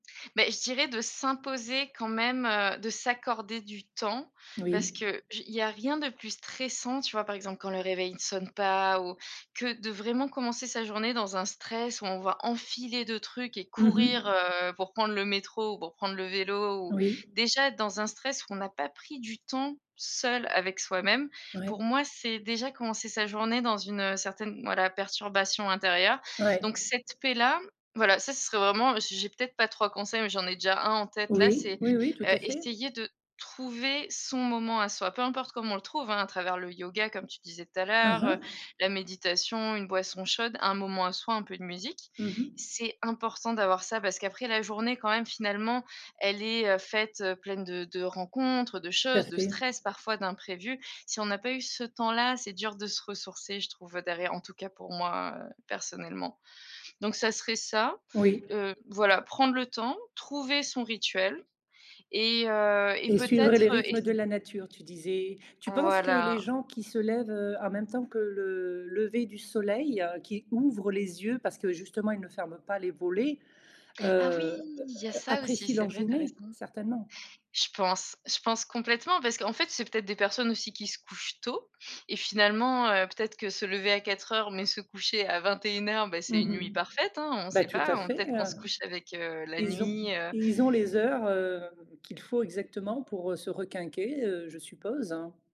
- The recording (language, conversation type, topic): French, podcast, Quelle routine matinale t’aide à mieux avancer dans ta journée ?
- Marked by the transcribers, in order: other background noise